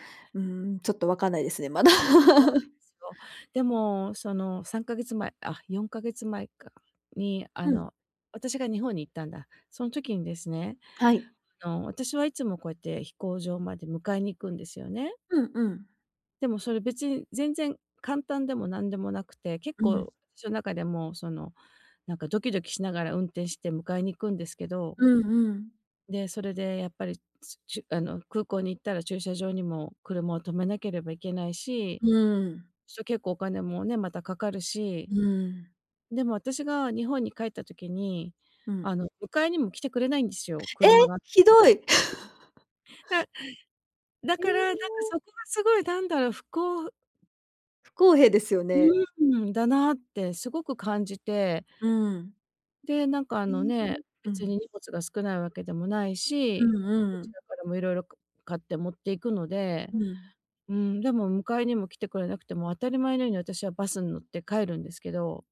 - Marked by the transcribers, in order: laughing while speaking: "まだ"; laugh; other noise; surprised: "え、ひどい"; laugh
- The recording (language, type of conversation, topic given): Japanese, advice, 家族の集まりで断りづらい頼みを断るには、どうすればよいですか？
- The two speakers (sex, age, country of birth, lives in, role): female, 40-44, Japan, Japan, advisor; female, 50-54, Japan, United States, user